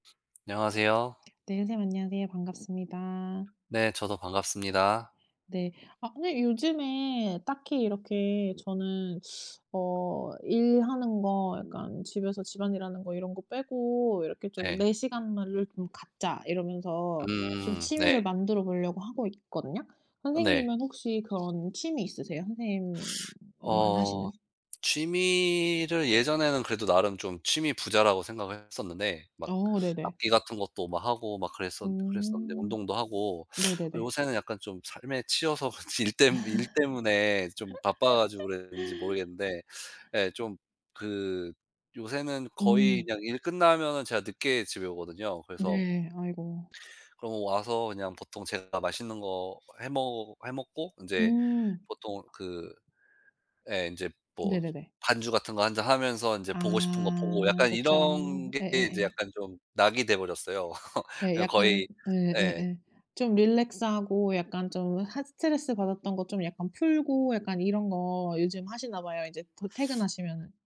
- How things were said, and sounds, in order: other background noise; tapping; laugh; laugh
- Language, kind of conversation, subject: Korean, unstructured, 요즘 가장 자주 하는 일은 무엇인가요?